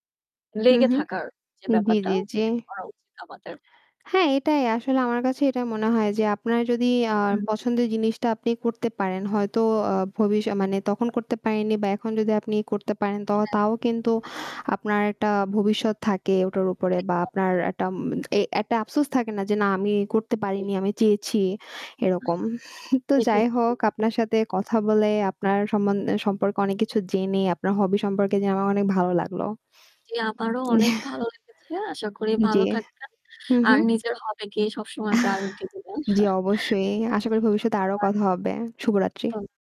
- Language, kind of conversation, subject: Bengali, unstructured, কোন শখটি তোমাকে সবচেয়ে বেশি আনন্দ দেয়?
- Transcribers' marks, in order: static; distorted speech; lip smack; chuckle; in English: "hobby"; chuckle; in English: "hobby"; in English: "priority"; chuckle; unintelligible speech